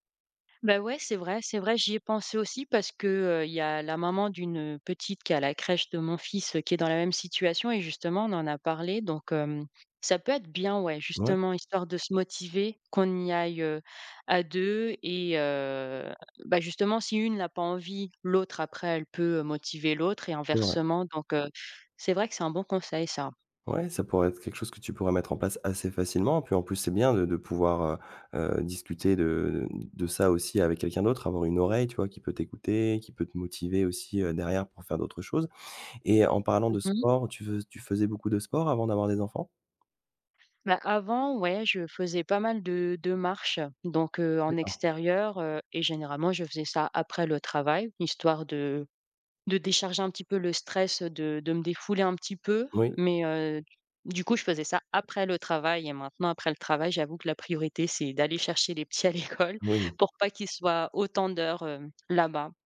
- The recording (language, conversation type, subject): French, advice, Comment puis-je trouver un équilibre entre le sport et la vie de famille ?
- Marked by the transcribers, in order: stressed: "assez"; stressed: "après"; laughing while speaking: "à l'école"